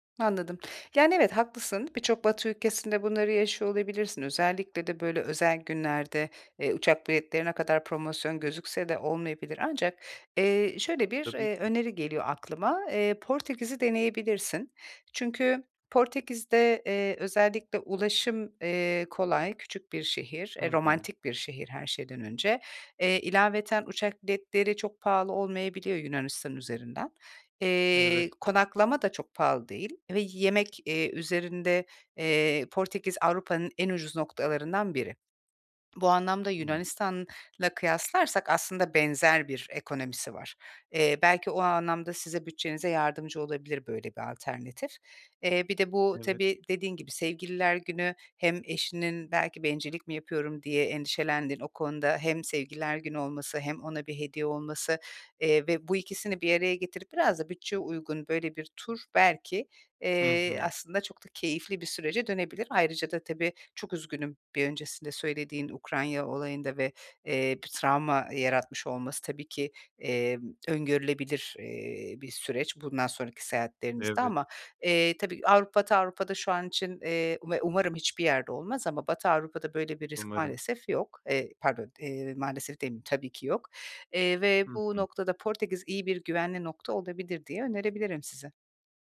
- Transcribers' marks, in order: other background noise; tapping; "Ukrayna" said as "Ukranya"
- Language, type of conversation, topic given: Turkish, advice, Seyahatimi planlarken nereden başlamalı ve nelere dikkat etmeliyim?